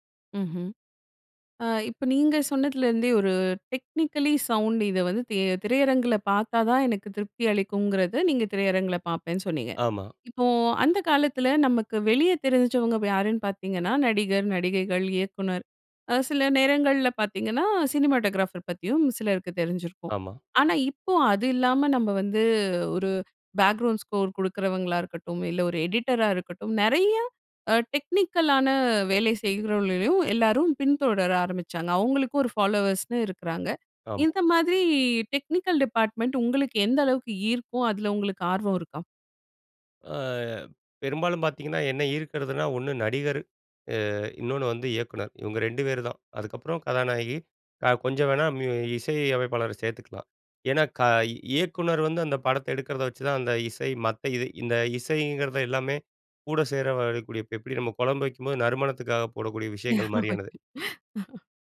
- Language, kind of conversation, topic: Tamil, podcast, ஓர் படத்தைப் பார்க்கும்போது உங்களை முதலில் ஈர்க்கும் முக்கிய காரணம் என்ன?
- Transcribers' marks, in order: in English: "டெக்னிக்கலி சவுண்ட்"; in English: "சினிமாட்டோகிராஃபர்"; drawn out: "வந்து"; in English: "பேக்கிரவுண்ட் ஸ்கோர்"; "செய்கிறவர்களையும்" said as "செய்கிரர்வகள்ளளையும்"; anticipating: "இந்த மாதிரி டெக்னிக்கல் டிபார்ட்மெண்ட் உங்களுக்கு எந்த அளவுக்கு ஈர்க்கும்? அதுல உங்களுக்கு ஆர்வம் இருக்கா?"; drawn out: "மாதிரி"; in English: "டெக்னிக்கல் டிபார்ட்மெண்ட்"; drawn out: "அ"; "சேர்ந்து வரக்கூடிய" said as "சேரவரக்கூடிய"; laugh